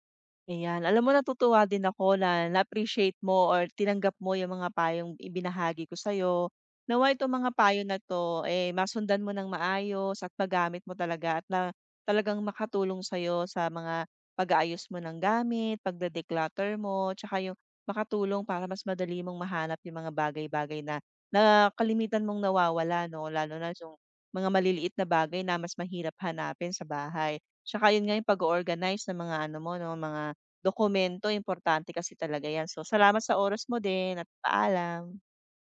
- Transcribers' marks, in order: none
- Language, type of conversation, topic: Filipino, advice, Paano ko maaayos ang aking lugar ng trabaho kapag madalas nawawala ang mga kagamitan at kulang ang oras?